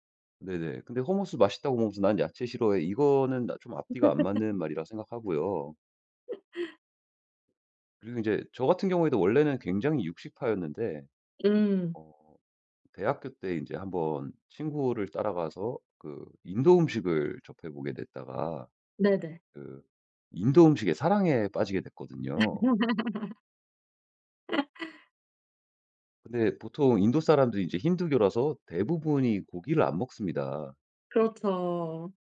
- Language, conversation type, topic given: Korean, podcast, 채소를 더 많이 먹게 만드는 꿀팁이 있나요?
- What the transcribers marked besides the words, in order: in English: "hummus"; laugh; laugh; laugh; laugh